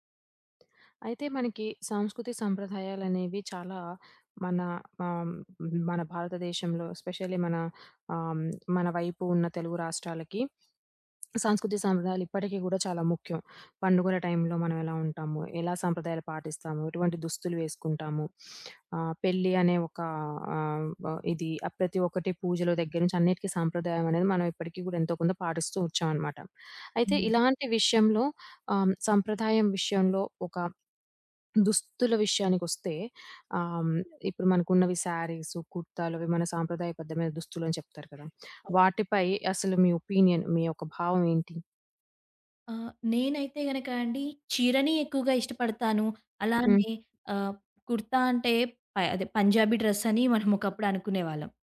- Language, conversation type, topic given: Telugu, podcast, మీకు శారీ లేదా కుర్తా వంటి సాంప్రదాయ దుస్తులు వేసుకుంటే మీ మనసులో ఎలాంటి భావాలు కలుగుతాయి?
- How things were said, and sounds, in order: in English: "స్పెషల్లీ"; other background noise; sniff; in English: "సరీస్"; in English: "ఒపీనియన్"